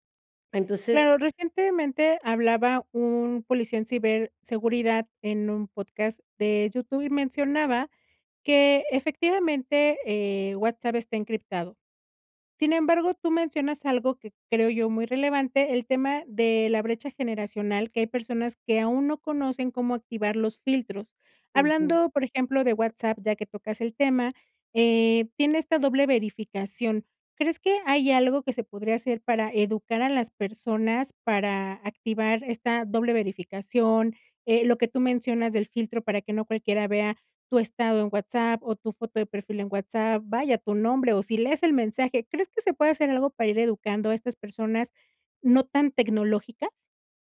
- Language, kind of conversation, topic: Spanish, podcast, ¿Qué importancia le das a la privacidad en internet?
- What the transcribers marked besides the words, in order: none